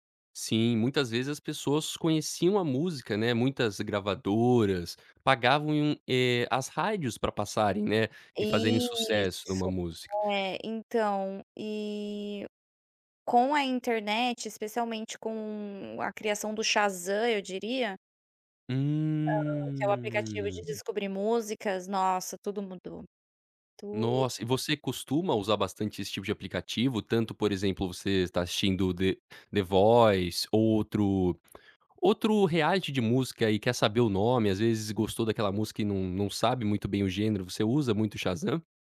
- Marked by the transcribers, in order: tapping; other background noise
- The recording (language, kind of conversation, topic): Portuguese, podcast, Como a internet mudou a forma de descobrir música?